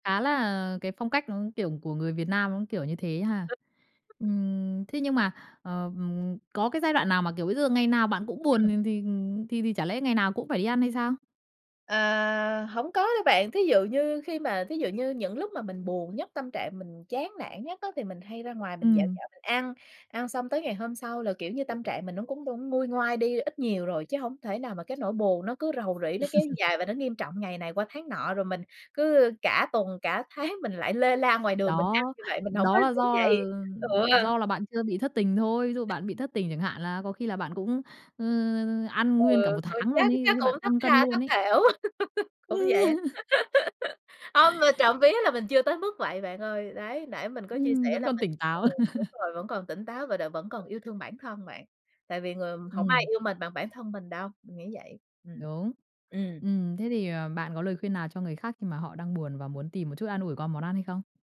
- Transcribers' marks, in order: tapping; other background noise; chuckle; laughing while speaking: "tháng"; laugh; chuckle; chuckle
- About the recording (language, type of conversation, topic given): Vietnamese, podcast, Khi buồn, bạn thường ăn món gì để an ủi?